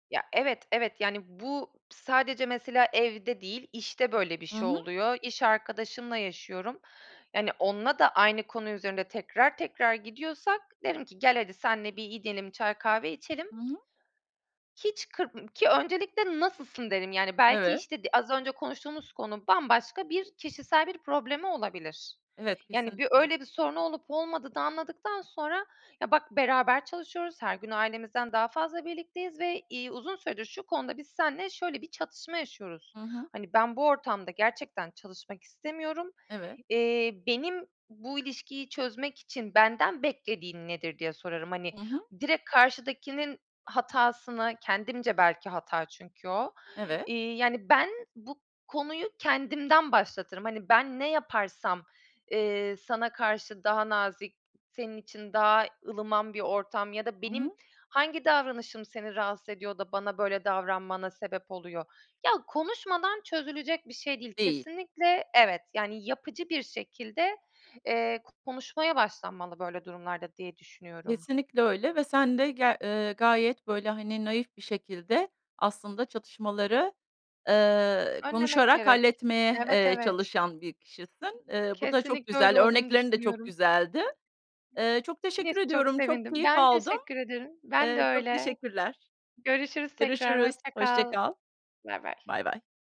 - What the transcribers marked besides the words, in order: other background noise; tapping; other noise; unintelligible speech
- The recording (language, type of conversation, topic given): Turkish, podcast, Çatışmayı yapıcı bir sürece dönüştürmek için neler yaparsın?
- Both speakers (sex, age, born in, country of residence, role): female, 35-39, Turkey, Greece, guest; female, 50-54, Italy, United States, host